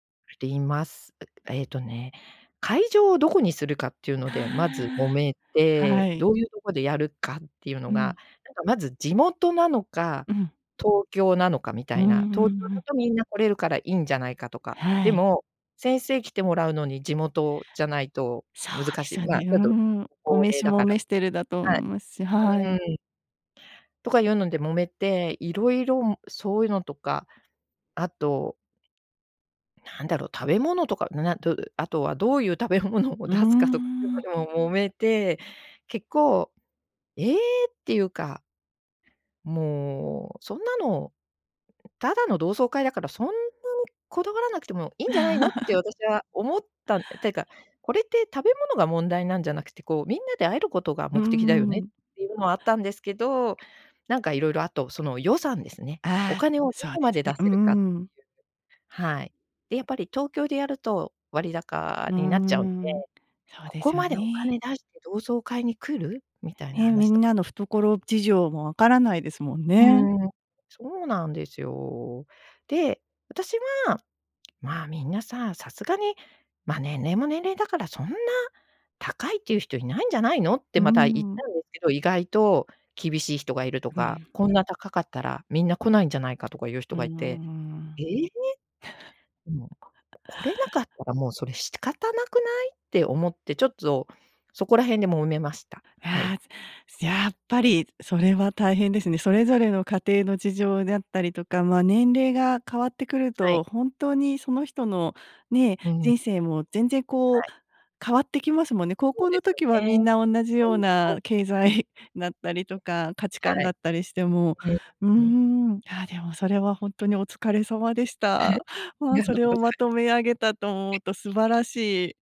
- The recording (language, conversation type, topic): Japanese, podcast, 長年会わなかった人と再会したときの思い出は何ですか？
- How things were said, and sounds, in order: unintelligible speech; other background noise; chuckle; other noise; chuckle; unintelligible speech; chuckle; unintelligible speech